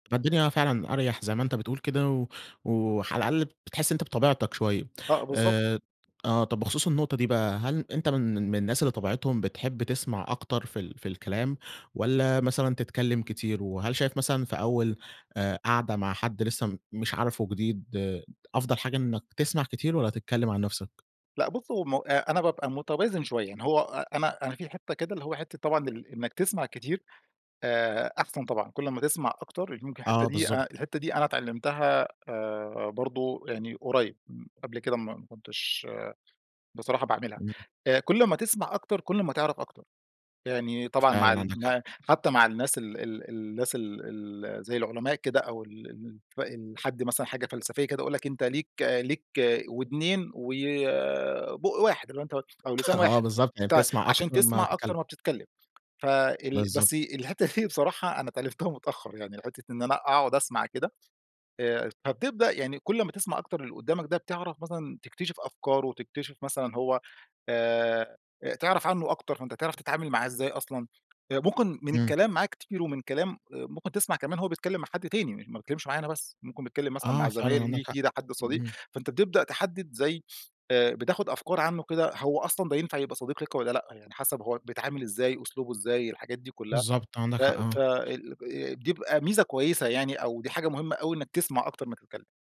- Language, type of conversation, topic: Arabic, podcast, إيه الأسئلة اللي ممكن تسألها عشان تعمل تواصل حقيقي؟
- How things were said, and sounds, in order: tapping; laugh; laughing while speaking: "الحتة دي"; other noise